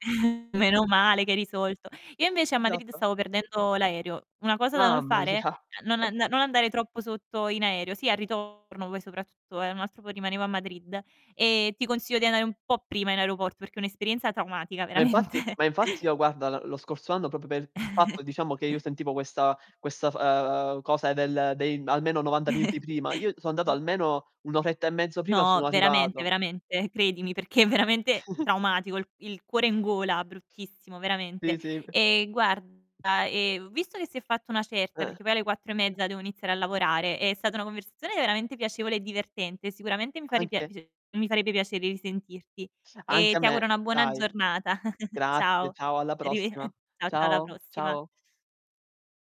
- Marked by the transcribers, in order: chuckle; distorted speech; laughing while speaking: "mia!"; tapping; laughing while speaking: "veramente"; "proprio" said as "propio"; chuckle; chuckle; other background noise; laughing while speaking: "veramente"; chuckle; other noise; static; chuckle; chuckle
- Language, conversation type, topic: Italian, unstructured, Qual è il viaggio più bello che hai fatto finora?